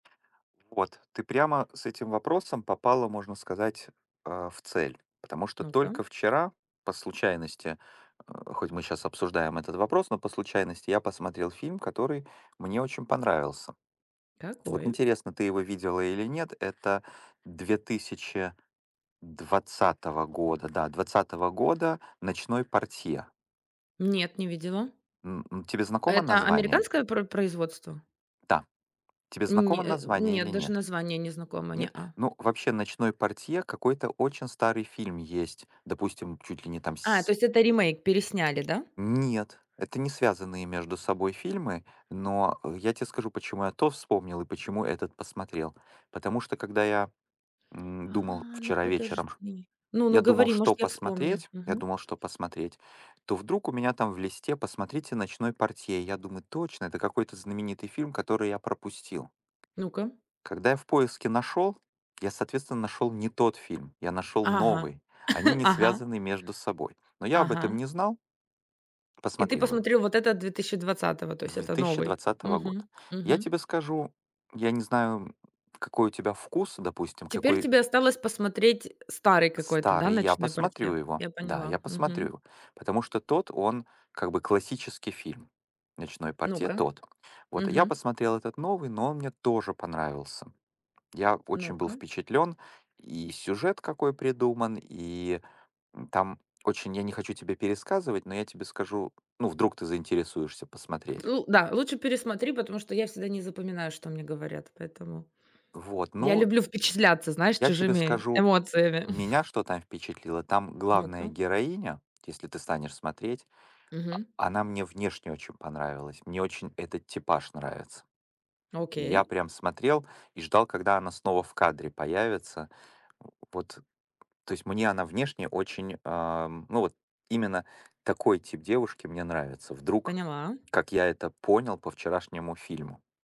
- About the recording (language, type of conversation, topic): Russian, unstructured, Какой фильм в последнее время вызвал у вас сильные чувства?
- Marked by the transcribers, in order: other background noise; tapping; cough; chuckle